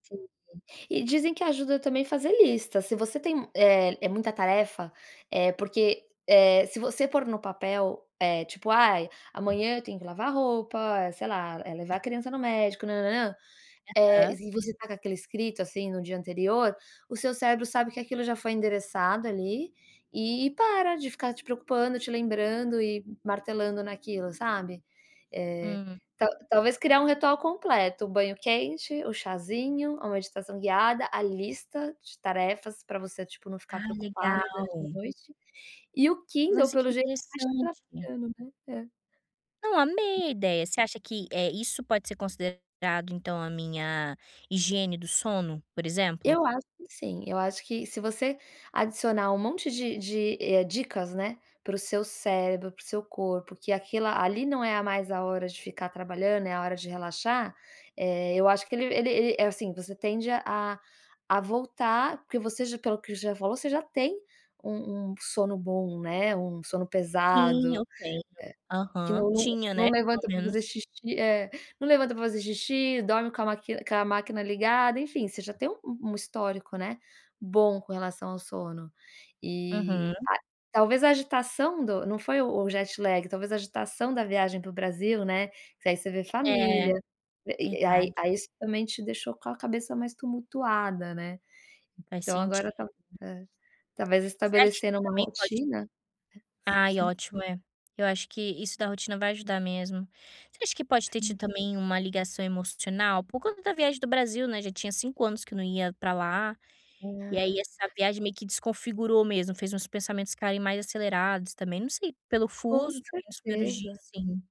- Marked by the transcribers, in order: tapping; in English: "Kindle"; other background noise; in English: "jet lag"
- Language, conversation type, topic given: Portuguese, advice, Quais pensamentos repetitivos ou ruminações estão impedindo você de dormir?